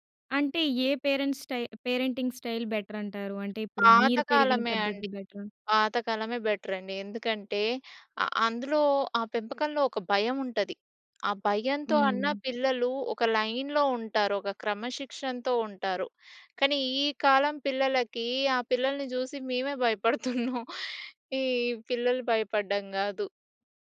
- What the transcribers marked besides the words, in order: in English: "పేరెంట్స్ స్టై స్టైల్ పేరెంటింగ్ స్టైల్"; in English: "లైన్‌లో"; chuckle
- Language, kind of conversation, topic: Telugu, podcast, చిన్న పిల్లల కోసం డిజిటల్ నియమాలను మీరు ఎలా అమలు చేస్తారు?